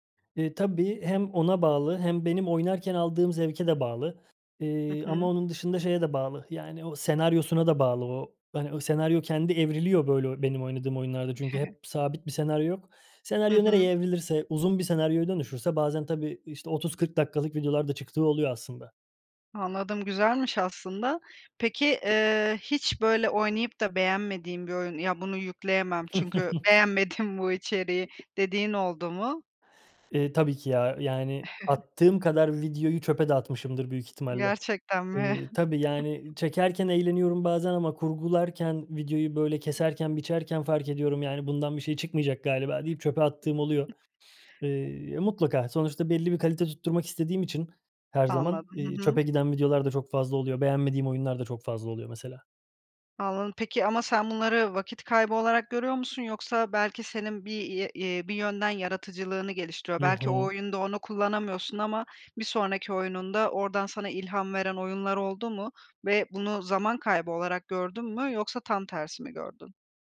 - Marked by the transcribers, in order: chuckle; other background noise; chuckle; laughing while speaking: "beğenmedim"; chuckle; chuckle; tapping
- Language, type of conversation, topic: Turkish, podcast, Yaratıcı tıkanıklıkla başa çıkma yöntemlerin neler?